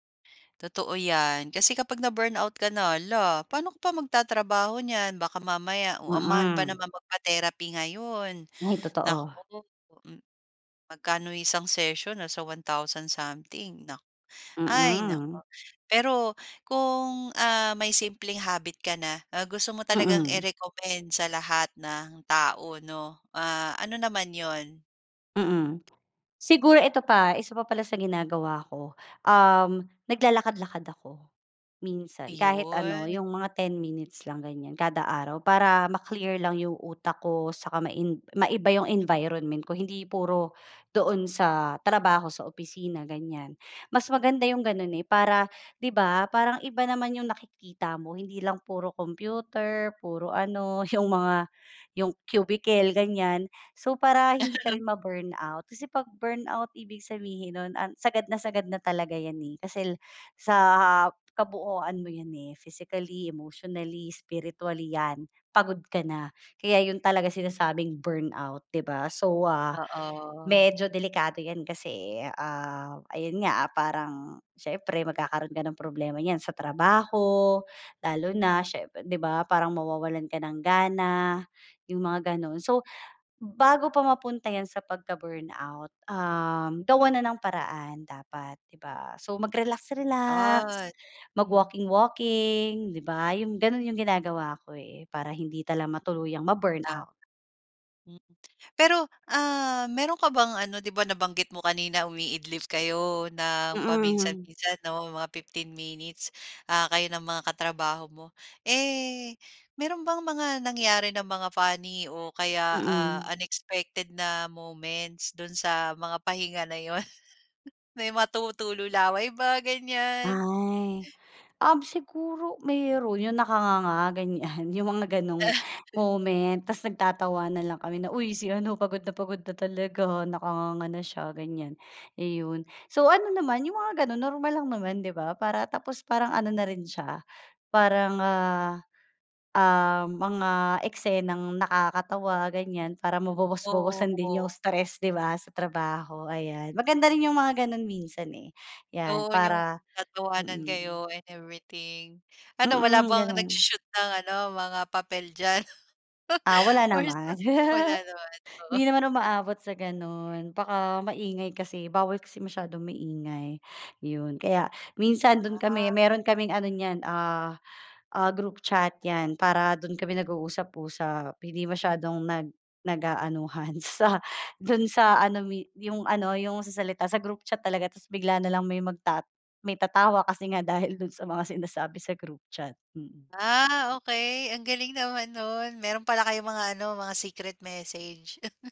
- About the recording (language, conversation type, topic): Filipino, podcast, Anong simpleng gawi ang inampon mo para hindi ka maubos sa pagod?
- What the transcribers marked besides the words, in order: other background noise; tapping; laugh; laugh; laugh; laugh; unintelligible speech; laugh; chuckle